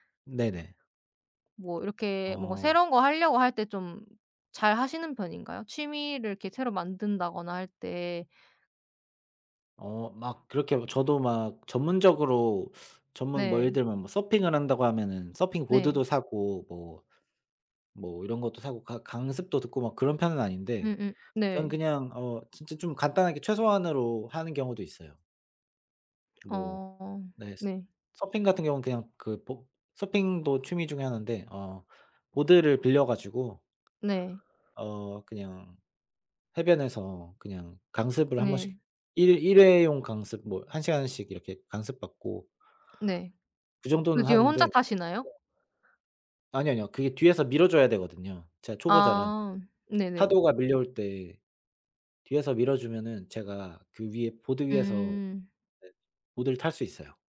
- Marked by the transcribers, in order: tapping
- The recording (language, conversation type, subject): Korean, unstructured, 기분 전환할 때 추천하고 싶은 취미가 있나요?